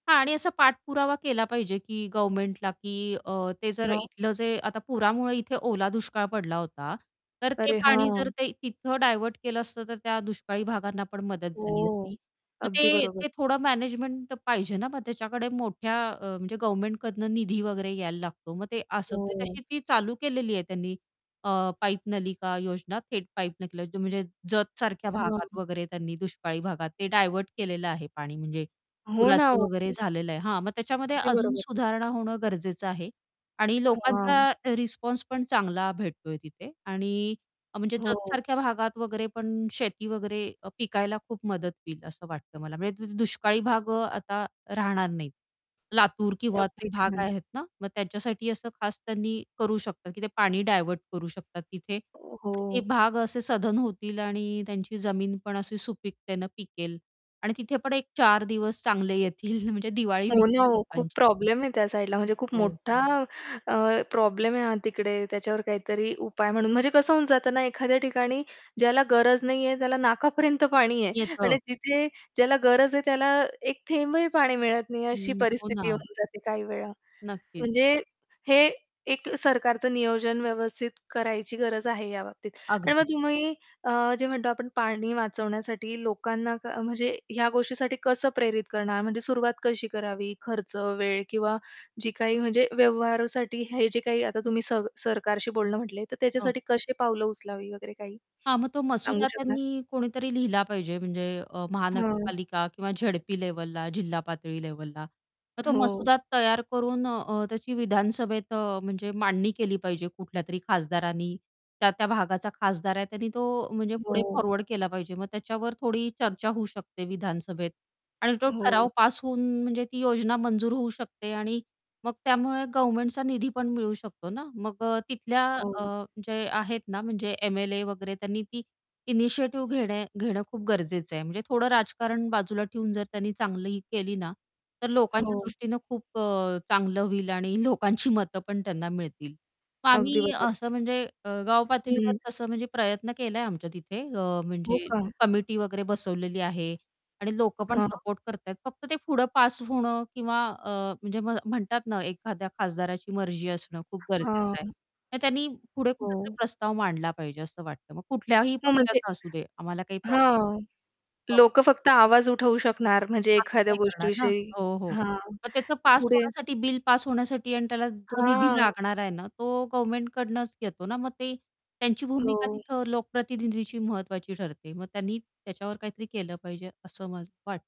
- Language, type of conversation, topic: Marathi, podcast, पाणी वाचवण्याचे सोपे उपाय
- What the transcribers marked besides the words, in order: tapping; distorted speech; static; other background noise; laughing while speaking: "येतील"; laughing while speaking: "नाकापर्यंत पाणी आहे"; in English: "फॉरवर्ड"; laughing while speaking: "लोकांची"; unintelligible speech